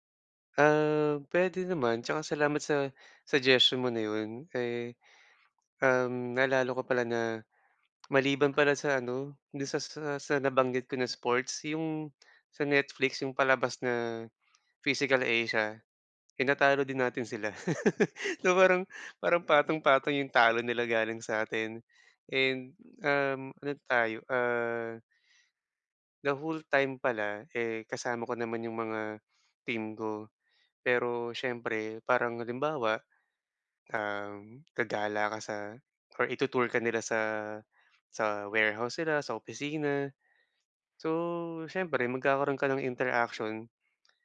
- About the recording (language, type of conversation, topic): Filipino, advice, Paano ako makikipag-ugnayan sa lokal na administrasyon at mga tanggapan dito?
- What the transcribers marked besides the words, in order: laugh